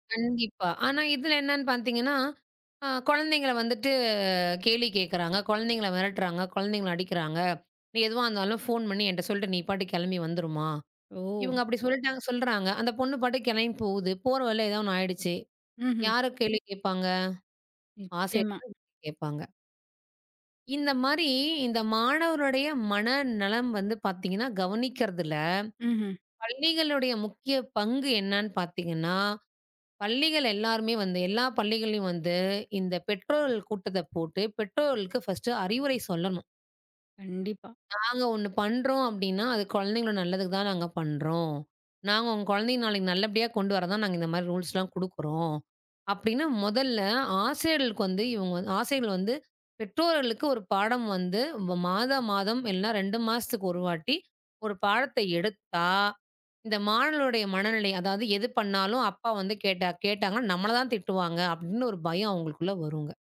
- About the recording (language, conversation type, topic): Tamil, podcast, மாணவர்களின் மனநலத்தைக் கவனிப்பதில் பள்ளிகளின் பங்கு என்ன?
- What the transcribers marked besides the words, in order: drawn out: "வந்துட்டு"; other noise; tapping; unintelligible speech; in English: "ஃபர்ஸ்ட்"; in English: "ரூல்ஸ்லாம்"; drawn out: "எடுத்தா"